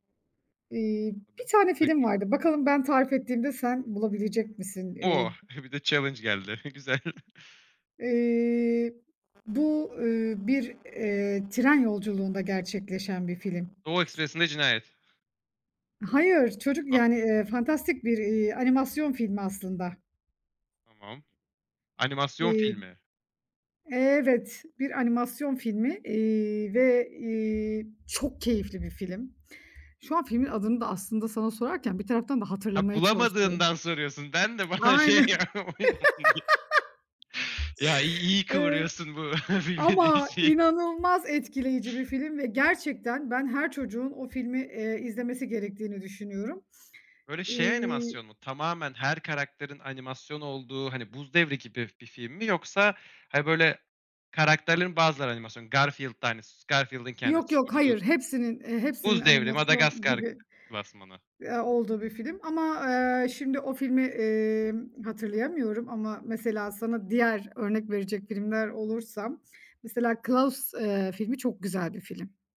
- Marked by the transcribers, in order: unintelligible speech; tapping; chuckle; in English: "challenge"; other background noise; laughing while speaking: "güzel"; chuckle; laughing while speaking: "bana şey"; unintelligible speech; laugh; laughing while speaking: "bilmediğin şeyi"
- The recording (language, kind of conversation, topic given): Turkish, podcast, Hafta sonu aile rutinleriniz genelde nasıl şekillenir?